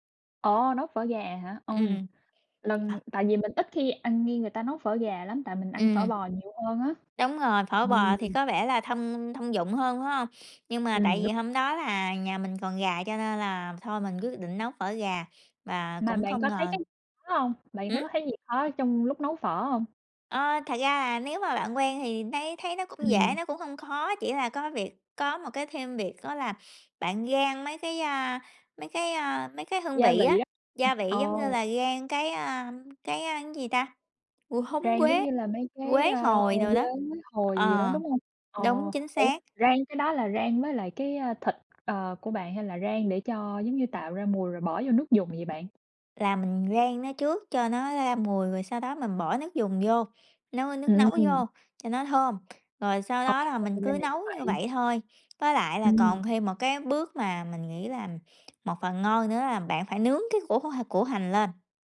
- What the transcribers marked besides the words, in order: tapping; other background noise
- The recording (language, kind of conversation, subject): Vietnamese, unstructured, Bạn đã học nấu phở như thế nào?
- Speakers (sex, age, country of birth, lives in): female, 30-34, Vietnam, United States; male, 20-24, Vietnam, United States